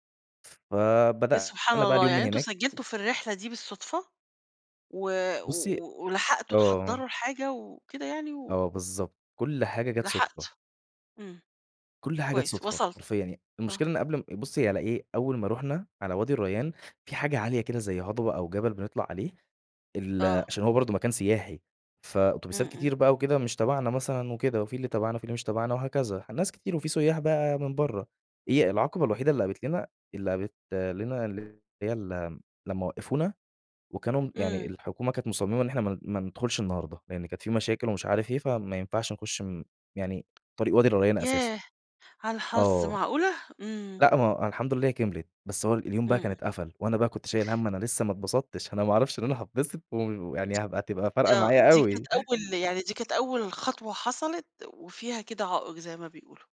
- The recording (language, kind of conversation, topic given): Arabic, podcast, إيه آخر حاجة عملتها للتسلية وخلّتك تنسى الوقت؟
- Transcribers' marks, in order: tapping